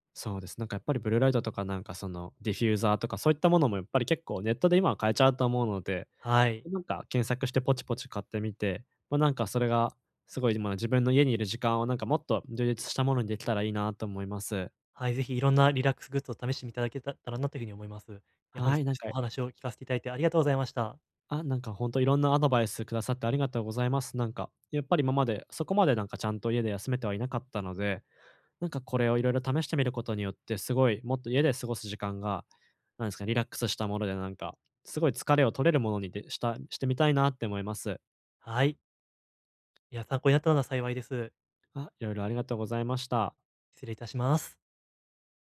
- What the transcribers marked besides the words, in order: tapping
- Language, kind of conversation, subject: Japanese, advice, 家でゆっくり休んで疲れを早く癒すにはどうすればいいですか？